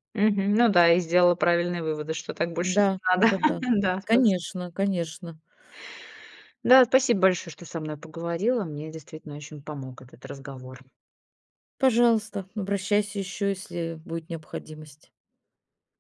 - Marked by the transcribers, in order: laugh; tapping
- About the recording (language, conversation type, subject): Russian, advice, Как справиться с утратой интереса к любимым хобби и к жизни после выгорания?